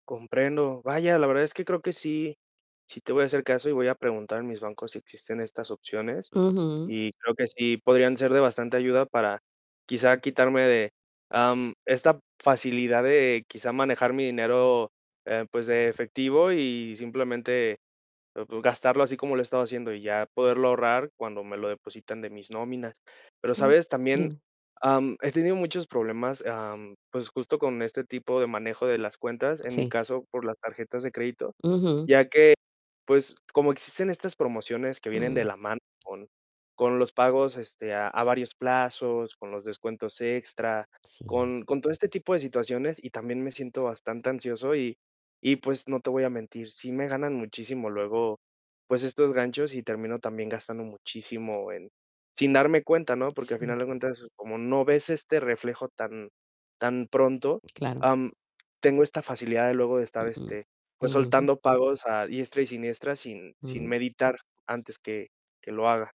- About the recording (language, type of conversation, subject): Spanish, advice, ¿Cómo puedo ahorrar si no puedo resistirme a las ofertas y las rebajas?
- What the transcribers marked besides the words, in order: distorted speech; other background noise; tapping